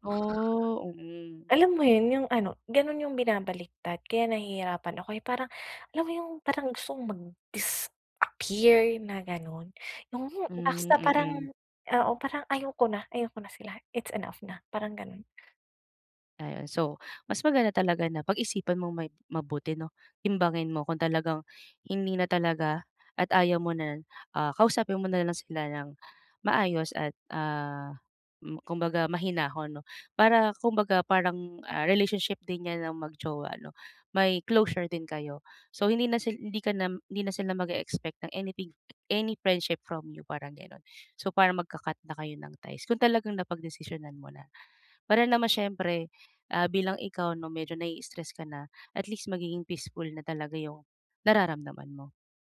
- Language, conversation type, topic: Filipino, advice, Paano ko pipiliin ang tamang gagawin kapag nahaharap ako sa isang mahirap na pasiya?
- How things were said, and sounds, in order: wind; in English: "anything, any friendship from you"